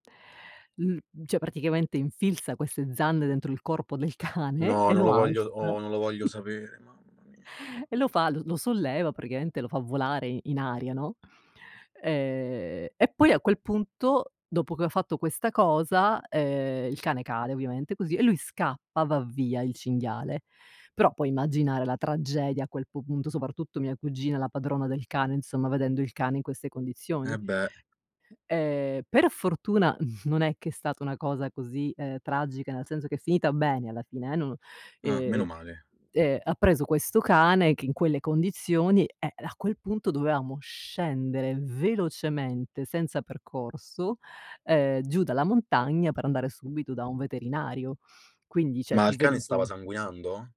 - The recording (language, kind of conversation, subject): Italian, podcast, Qual è stata la tua esperienza di incontro con animali selvatici durante un’escursione?
- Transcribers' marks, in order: "cioè" said as "ceh"; chuckle; tapping; chuckle; "cioè" said as "ceh"